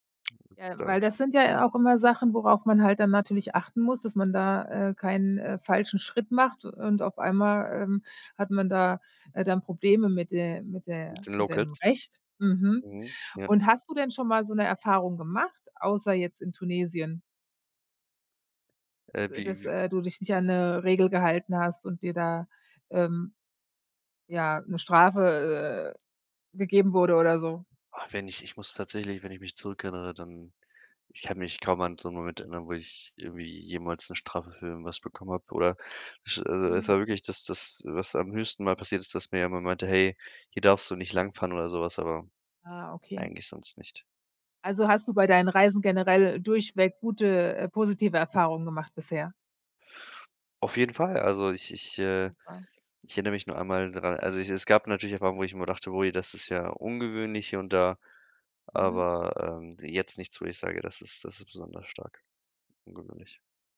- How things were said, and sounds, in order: unintelligible speech
- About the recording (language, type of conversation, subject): German, podcast, Was ist dein wichtigster Reisetipp, den jeder kennen sollte?